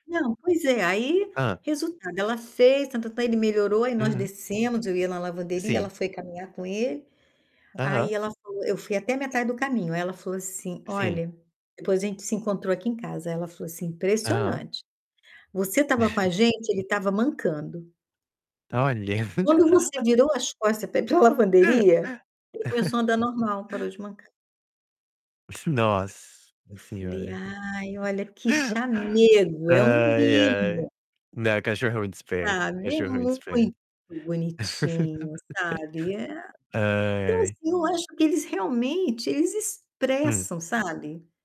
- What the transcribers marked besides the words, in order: chuckle; laugh; chuckle; laugh
- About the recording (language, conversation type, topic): Portuguese, unstructured, Você acredita que os pets sentem emoções como os humanos?